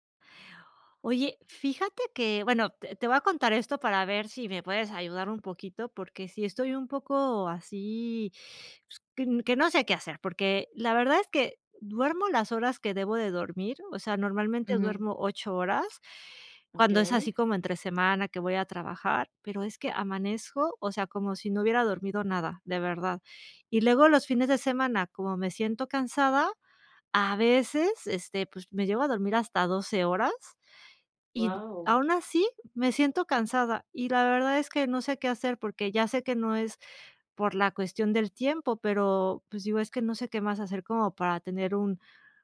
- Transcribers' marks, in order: none
- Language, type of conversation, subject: Spanish, advice, ¿Por qué me despierto cansado aunque duermo muchas horas?